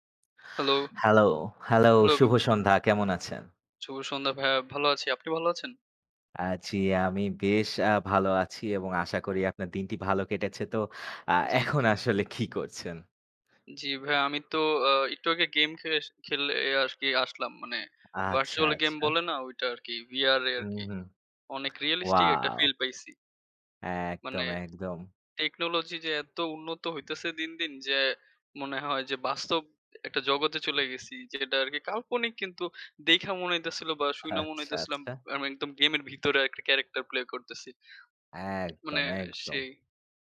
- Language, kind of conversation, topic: Bengali, unstructured, ভার্চুয়াল গেমিং কি আপনার অবসর সময়ের সঙ্গী হয়ে উঠেছে?
- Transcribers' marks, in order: other background noise; tapping; other noise; "একদম" said as "একতম"; horn; laughing while speaking: "আচ্ছা"